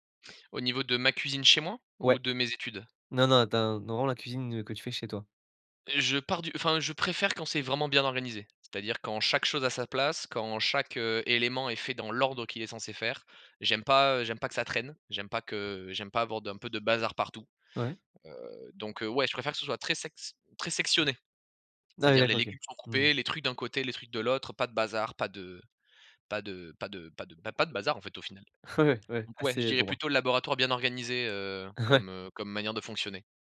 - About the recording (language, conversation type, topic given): French, podcast, Comment organises-tu ta cuisine au quotidien ?
- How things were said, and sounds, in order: other background noise; stressed: "l'ordre"; tapping; laughing while speaking: "Ouais"; laughing while speaking: "Ouais"